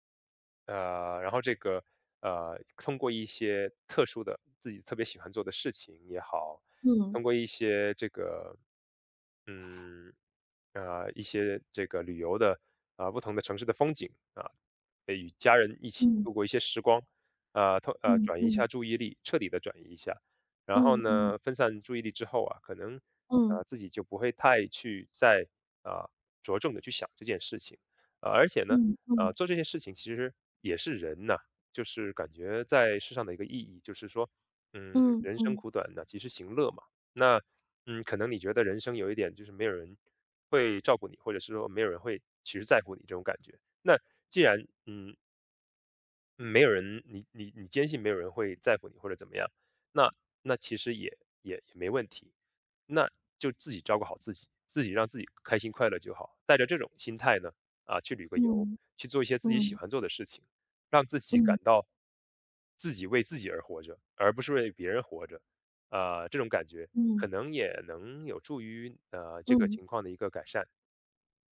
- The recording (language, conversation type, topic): Chinese, advice, 为什么我在经历失去或突发变故时会感到麻木，甚至难以接受？
- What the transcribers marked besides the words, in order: none